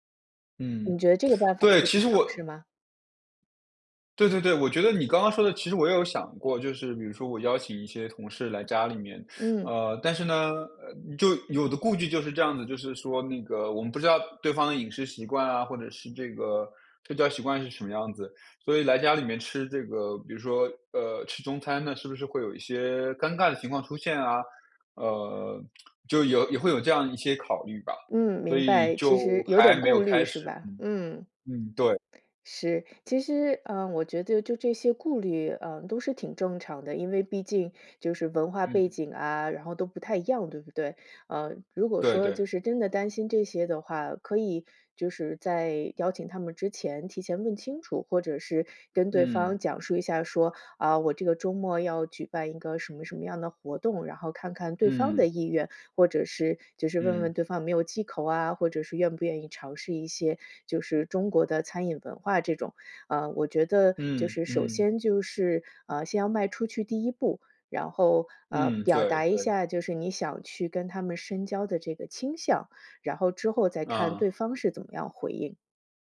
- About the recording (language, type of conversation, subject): Chinese, advice, 在新城市里我该怎么建立自己的社交圈？
- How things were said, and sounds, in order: other background noise